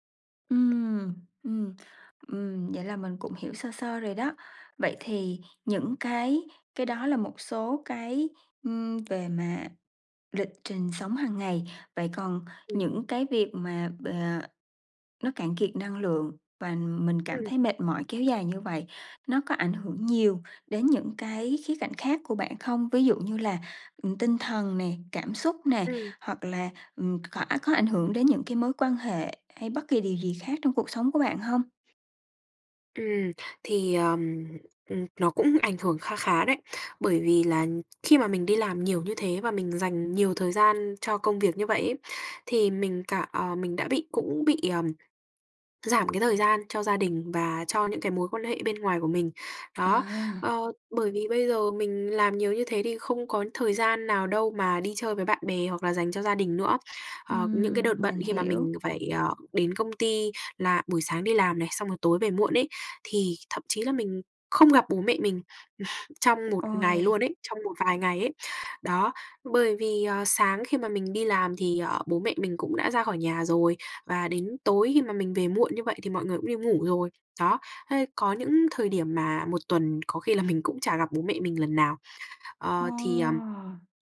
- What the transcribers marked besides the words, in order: tapping; other background noise
- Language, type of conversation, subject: Vietnamese, advice, Vì sao tôi thường cảm thấy cạn kiệt năng lượng sau giờ làm và mất hứng thú với các hoạt động thường ngày?